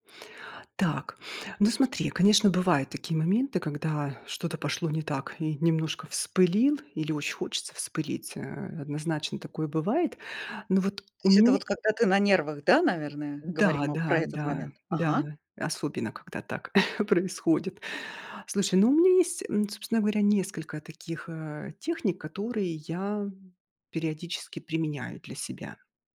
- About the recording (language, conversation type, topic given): Russian, podcast, Что можно сделать за пять минут, чтобы успокоиться?
- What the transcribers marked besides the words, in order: tapping; chuckle